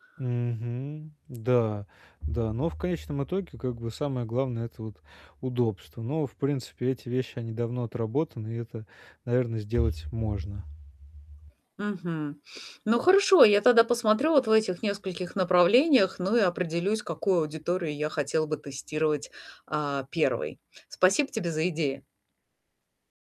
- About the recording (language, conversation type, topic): Russian, advice, Как мне быстро и недорого проверить жизнеспособность моей бизнес-идеи?
- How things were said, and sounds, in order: tapping; mechanical hum